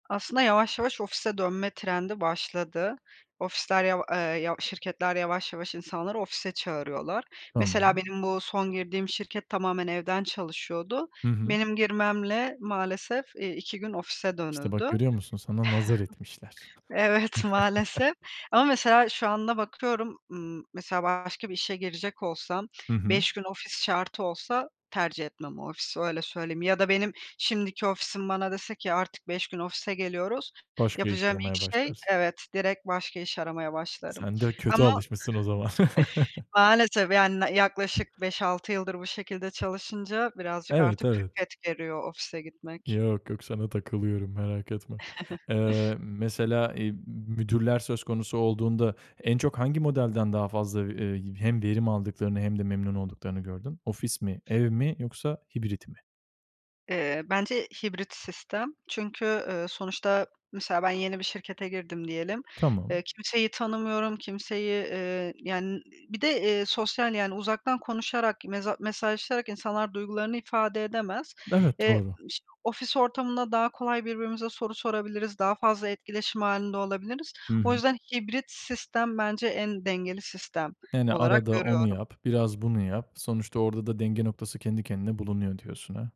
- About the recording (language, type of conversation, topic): Turkish, podcast, Uzaktan çalışma iş-yaşam dengeni sence nasıl etkiledi?
- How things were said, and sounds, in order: chuckle; laughing while speaking: "Evet, maalesef"; chuckle; tapping; other background noise; chuckle; laugh; chuckle